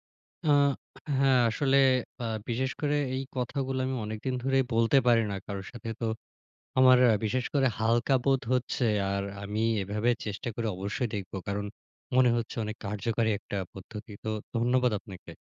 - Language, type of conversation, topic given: Bengali, advice, আপনার আর্থিক অনিশ্চয়তা নিয়ে ক্রমাগত উদ্বেগের অভিজ্ঞতা কেমন?
- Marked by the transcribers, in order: "কার্যকরী" said as "কার্যকারী"